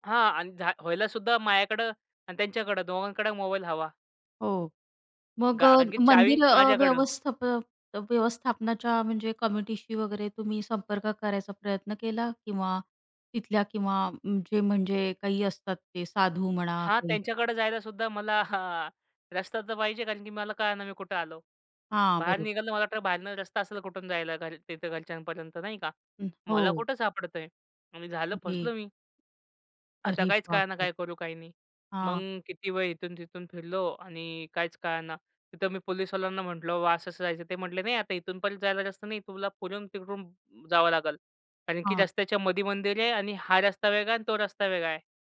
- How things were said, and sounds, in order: tapping
- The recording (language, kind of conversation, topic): Marathi, podcast, एकट्याने प्रवास करताना वाट चुकली तर तुम्ही काय करता?